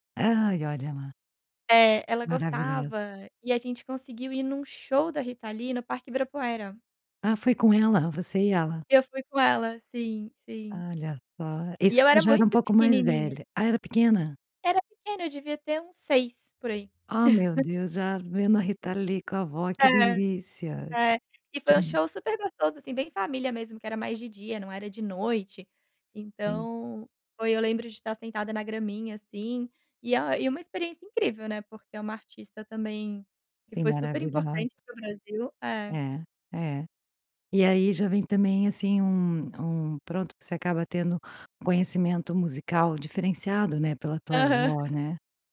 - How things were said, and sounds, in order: "Maravilhosa" said as "maravilhéu"; tapping; laugh; laugh
- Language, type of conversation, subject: Portuguese, podcast, Qual é uma lembrança marcante da sua infância em casa?